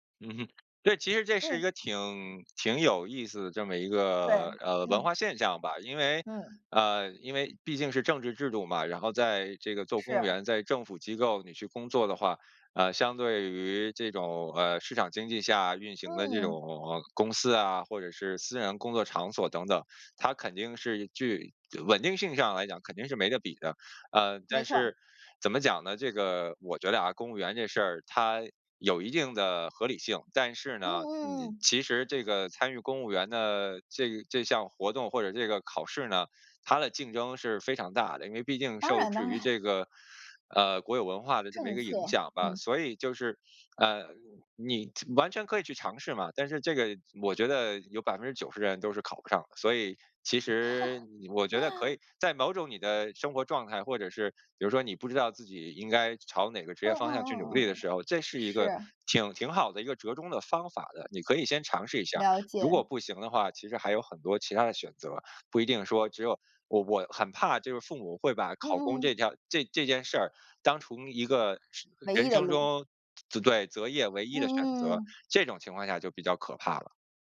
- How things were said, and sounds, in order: tapping; laughing while speaking: "当然"; chuckle; "当成" said as "当除"
- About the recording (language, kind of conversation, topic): Chinese, podcast, 在选择工作时，家人的意见有多重要？